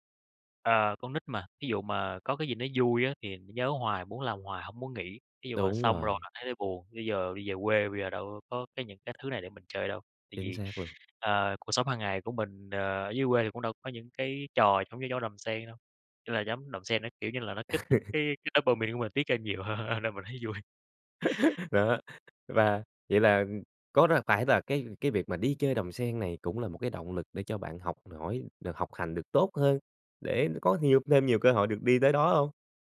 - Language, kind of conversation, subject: Vietnamese, podcast, Bạn có kỷ niệm tuổi thơ nào khiến bạn nhớ mãi không?
- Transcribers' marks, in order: laugh; in English: "dopamine"; laughing while speaking: "hơn, ơ, nên mình thấy vui"; chuckle